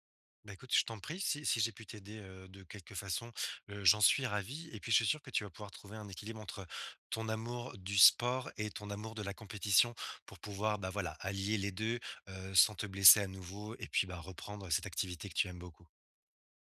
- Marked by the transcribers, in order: none
- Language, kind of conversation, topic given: French, advice, Comment gérer mon anxiété à l’idée de reprendre le sport après une longue pause ?